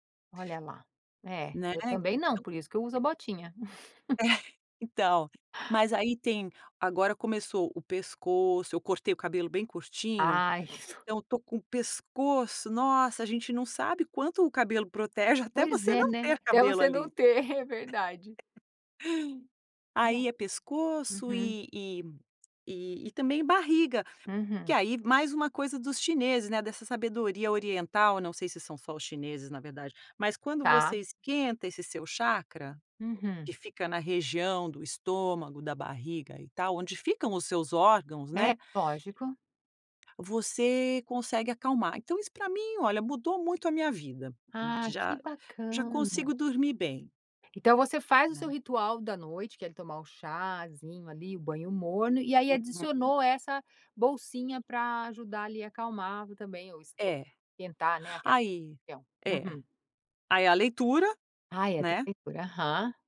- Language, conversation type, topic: Portuguese, podcast, O que você costuma fazer quando não consegue dormir?
- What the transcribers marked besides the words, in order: giggle; tapping; chuckle